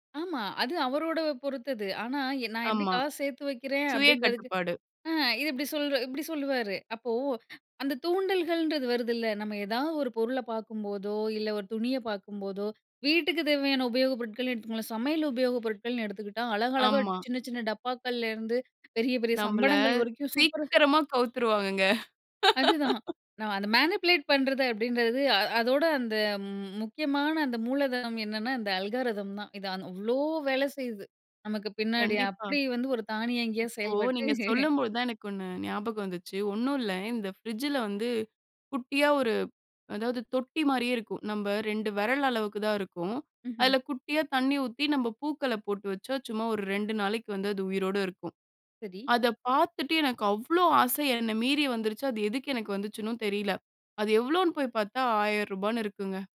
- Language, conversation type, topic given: Tamil, podcast, சமூக ஊடக அல்கோரிதங்கள் உங்கள் உள்ளடக்கத்தை எந்த விதத்தில் பாதிக்கிறது என்று நீங்கள் நினைக்கிறீர்கள்?
- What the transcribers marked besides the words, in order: laugh; laugh